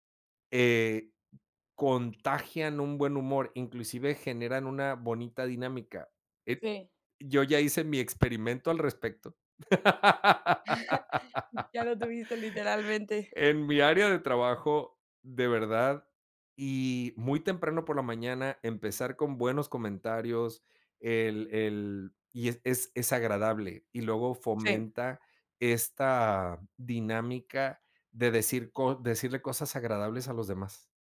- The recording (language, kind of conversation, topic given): Spanish, podcast, ¿Por qué crees que la visibilidad es importante?
- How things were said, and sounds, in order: chuckle; laugh